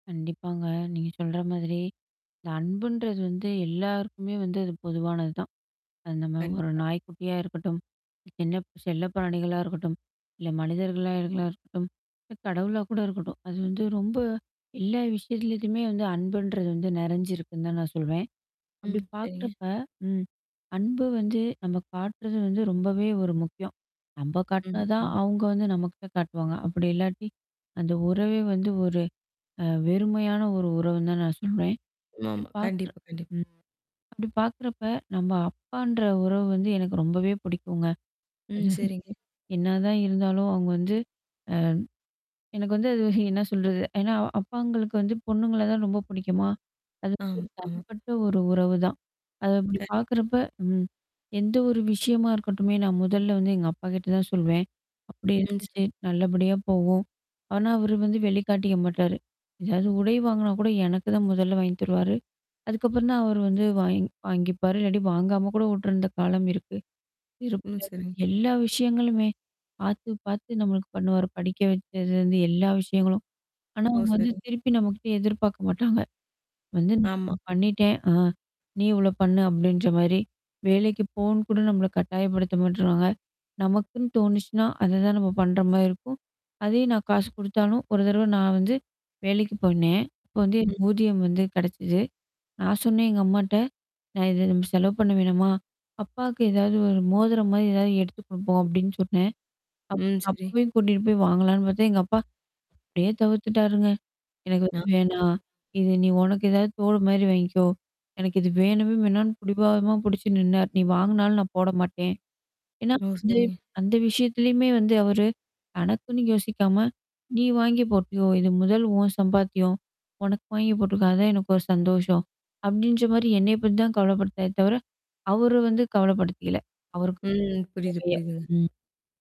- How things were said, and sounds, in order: tapping; unintelligible speech; distorted speech; "விஷயத்துலயுமே" said as "விஷயத்துலதுமே"; mechanical hum; chuckle; chuckle; laughing while speaking: "மாட்டாங்க"; "உன்" said as "ஓன்"; "கவலப்பட்டாரே" said as "கவலைப்படுத்தாதே"; drawn out: "ம்"; unintelligible speech
- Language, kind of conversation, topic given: Tamil, podcast, நீங்கள் அன்பான ஒருவரை இழந்த அனுபவம் என்ன?